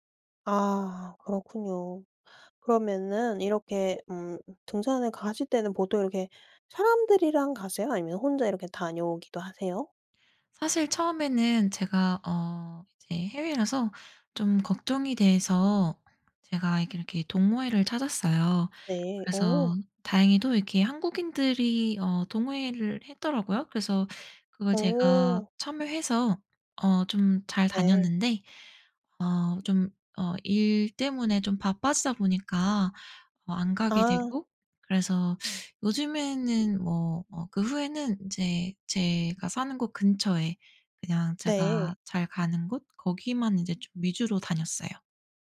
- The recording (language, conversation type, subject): Korean, podcast, 등산이나 트레킹은 어떤 점이 가장 매력적이라고 생각하시나요?
- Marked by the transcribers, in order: other background noise